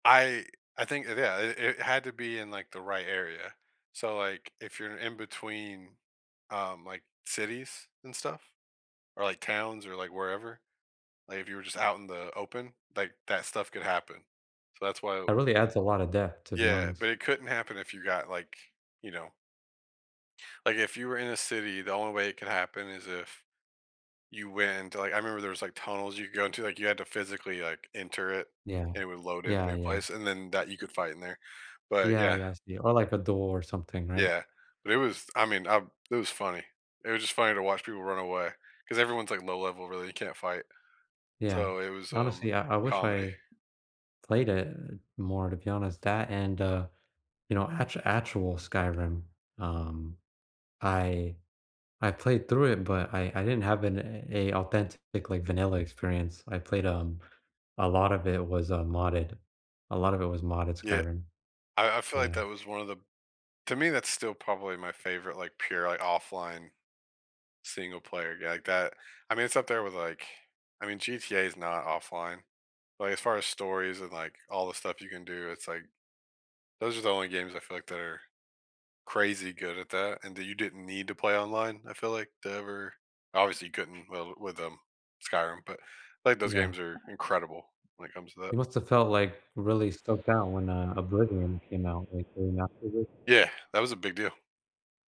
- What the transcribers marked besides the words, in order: other background noise; tapping; unintelligible speech
- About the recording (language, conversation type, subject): English, unstructured, Which video game worlds feel like your favorite escapes, and what about them comforts or inspires you?